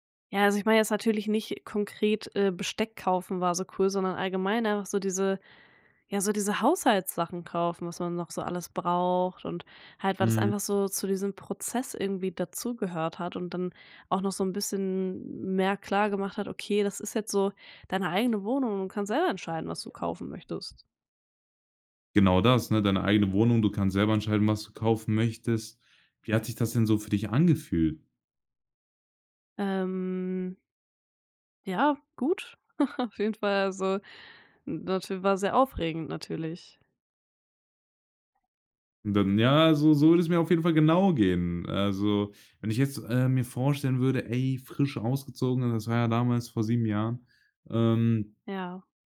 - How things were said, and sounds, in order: drawn out: "Ähm"; snort; unintelligible speech; other background noise
- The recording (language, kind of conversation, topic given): German, podcast, Wann hast du zum ersten Mal alleine gewohnt und wie war das?